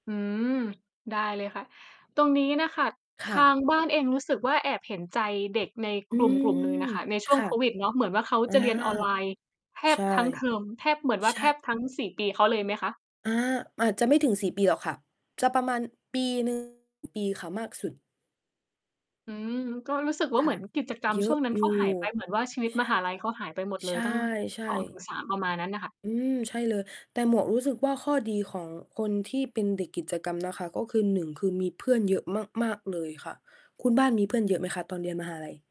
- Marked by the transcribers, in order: other background noise; tapping
- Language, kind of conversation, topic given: Thai, unstructured, การเรียนออนไลน์กับการไปเรียนที่โรงเรียนแตกต่างกันอย่างไร?